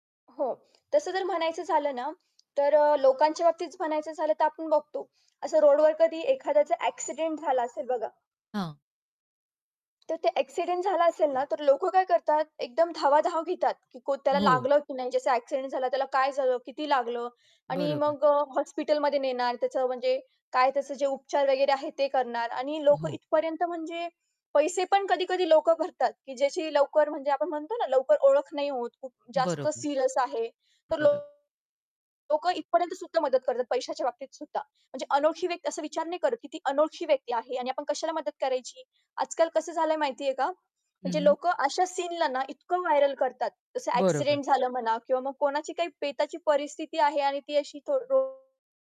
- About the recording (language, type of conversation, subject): Marathi, podcast, संकटाच्या वेळी लोक एकमेकांच्या पाठीशी कसे उभे राहतात?
- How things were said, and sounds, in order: tapping; distorted speech; mechanical hum; static; bird; in English: "व्हायरल"